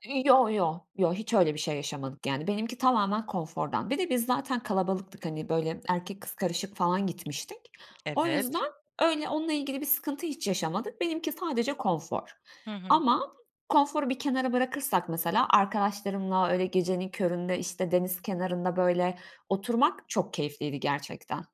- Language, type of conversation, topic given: Turkish, podcast, Ailenle mi, arkadaşlarınla mı yoksa yalnız mı seyahat etmeyi tercih edersin?
- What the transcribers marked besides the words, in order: other background noise